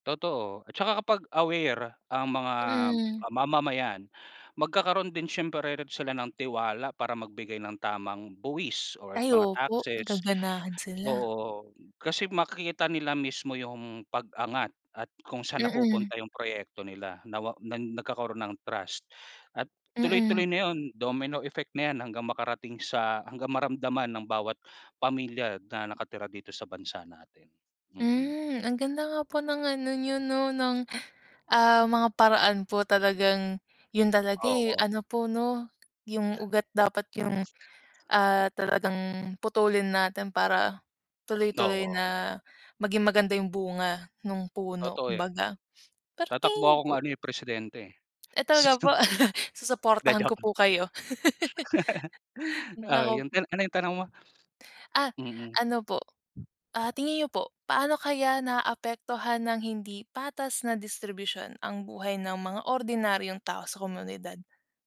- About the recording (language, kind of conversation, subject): Filipino, unstructured, Ano ang opinyon mo tungkol sa patas na pamamahagi ng yaman sa bansa?
- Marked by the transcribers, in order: "rin" said as "ren"; tapping; unintelligible speech; other background noise; sniff; chuckle; laughing while speaking: "Sinong"; chuckle; sniff; wind